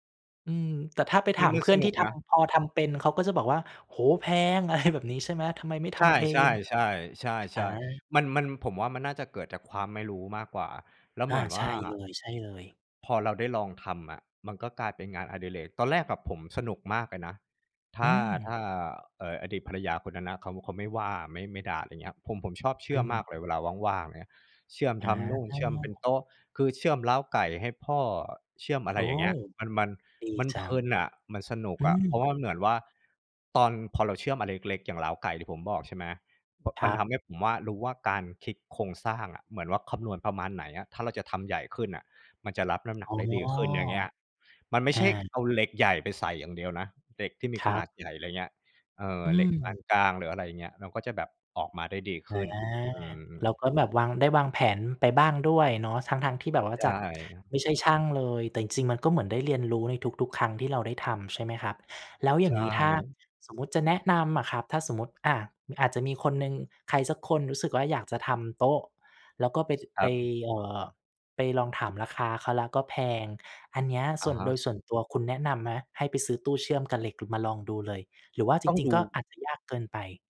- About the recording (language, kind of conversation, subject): Thai, podcast, งานอดิเรกอะไรที่ทำให้คุณรู้สึกชิลและสร้างสรรค์?
- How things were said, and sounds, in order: laughing while speaking: "อะไรแบบนี้"; other background noise